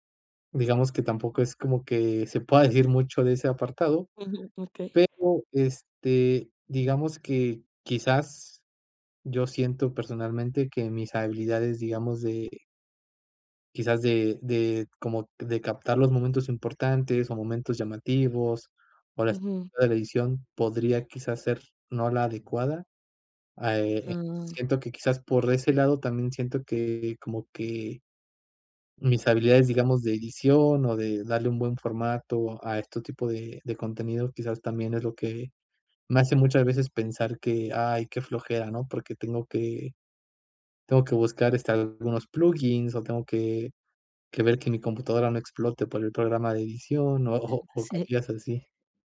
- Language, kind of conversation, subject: Spanish, advice, ¿Cómo puedo encontrar inspiración constante para mantener una práctica creativa?
- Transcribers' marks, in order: other background noise; laughing while speaking: "o o o"